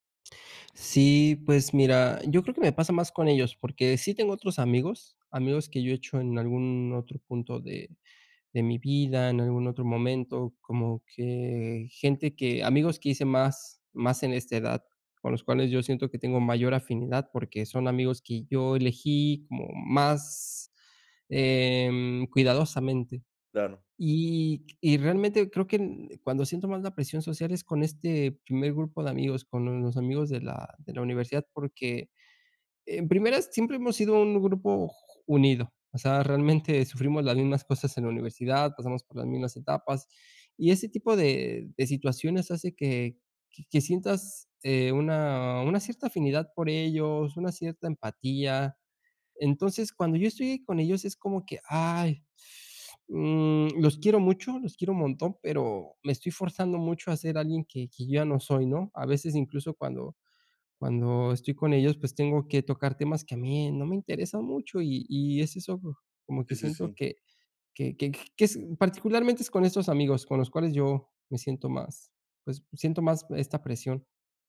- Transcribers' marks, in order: teeth sucking
- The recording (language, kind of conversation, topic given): Spanish, advice, ¿Cómo puedo ser más auténtico sin perder la aceptación social?